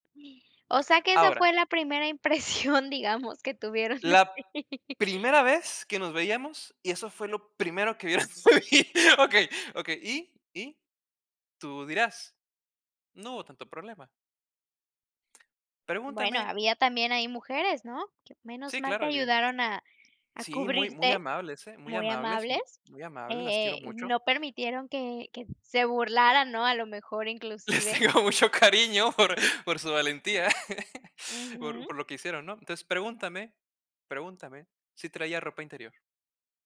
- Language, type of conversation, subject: Spanish, podcast, ¿Cuál fue tu peor metedura de pata viajera y qué aprendiste?
- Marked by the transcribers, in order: laughing while speaking: "impresión"; laughing while speaking: "de ti"; laughing while speaking: "vieras por ahí"; tapping; laughing while speaking: "Les tengo mucho cariño por"; laugh